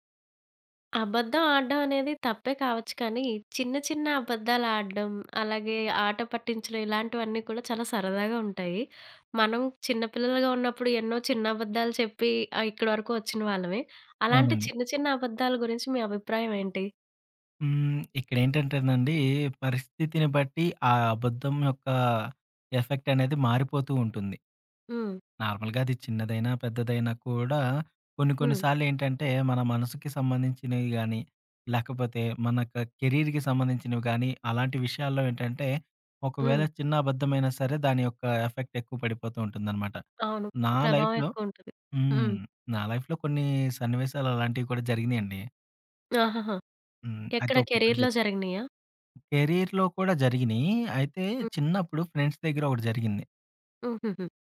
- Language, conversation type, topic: Telugu, podcast, చిన్న అబద్ధాల గురించి నీ అభిప్రాయం ఏంటి?
- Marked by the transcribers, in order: in English: "ఎఫెక్ట్"; in English: "నార్మల్‌గా"; in English: "కెరీర్‌కి"; in English: "ఎఫెక్ట్"; in English: "లైఫ్‌లో"; in English: "లైఫ్‌లో"; in English: "కెరియర్‌లో"; in English: "కేరియర్‌లో"; in English: "ఫ్రెండ్స్"